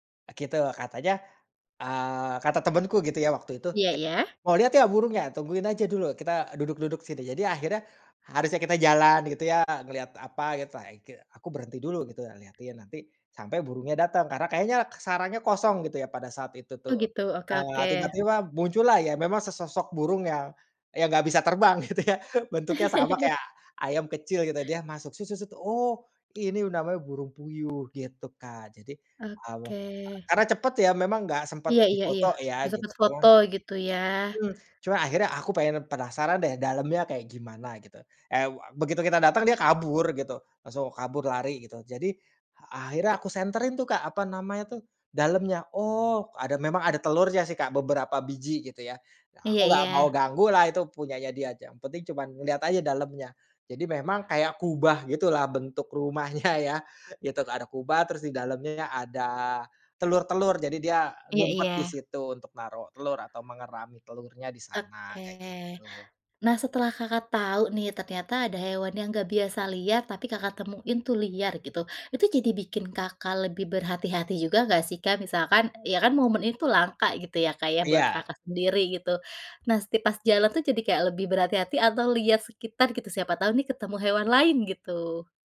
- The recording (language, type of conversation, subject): Indonesian, podcast, Bagaimana pengalamanmu bertemu satwa liar saat berpetualang?
- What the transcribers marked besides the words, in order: "gitu" said as "kitu"; other background noise; chuckle; laughing while speaking: "gitu ya"; tapping; "gitu" said as "git"; laughing while speaking: "rumahnya"